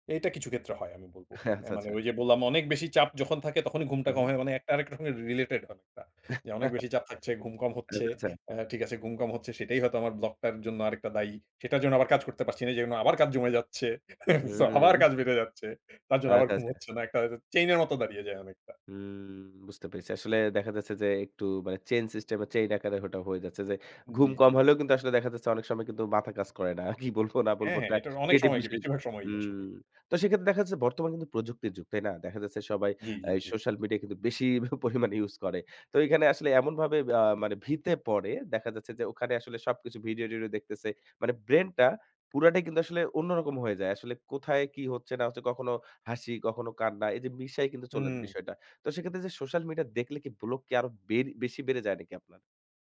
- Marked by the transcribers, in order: laughing while speaking: "আচ্ছা, আচ্ছা"; in English: "রিলেটেড"; chuckle; chuckle; laughing while speaking: "সো আবার কাজ বেড়ে যাচ্ছে"; chuckle; other background noise; laughing while speaking: "কি বলবো না বলবো?"; laughing while speaking: "প পরিমাণে ইউস করে"
- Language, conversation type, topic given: Bengali, podcast, আপনি কীভাবে সৃজনশীলতার বাধা ভেঙে ফেলেন?